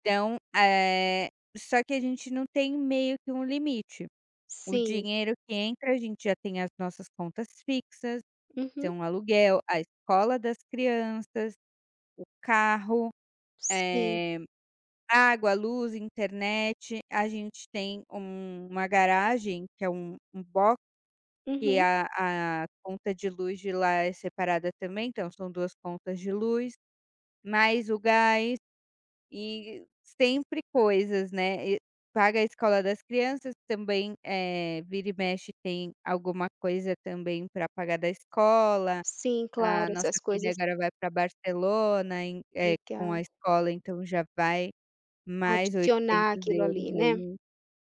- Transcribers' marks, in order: none
- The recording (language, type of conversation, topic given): Portuguese, advice, Como você descreveria um desentendimento entre o casal sobre dinheiro e gastos?